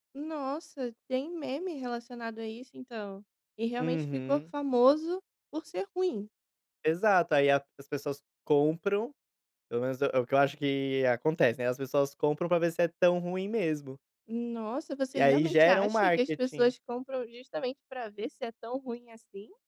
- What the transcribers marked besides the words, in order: tapping
- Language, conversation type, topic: Portuguese, podcast, Como os memes influenciam a cultura pop hoje?